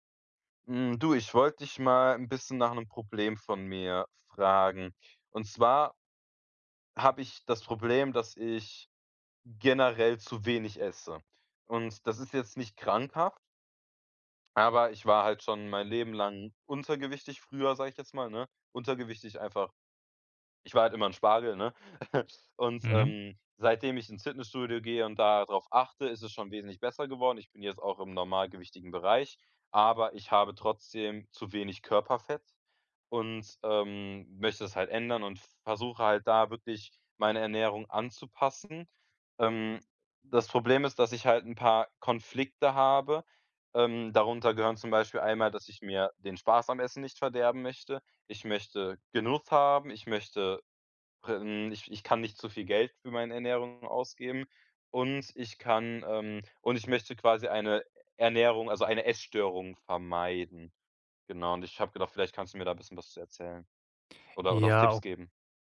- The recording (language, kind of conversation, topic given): German, advice, Woran erkenne ich, ob ich wirklich Hunger habe oder nur Appetit?
- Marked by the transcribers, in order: chuckle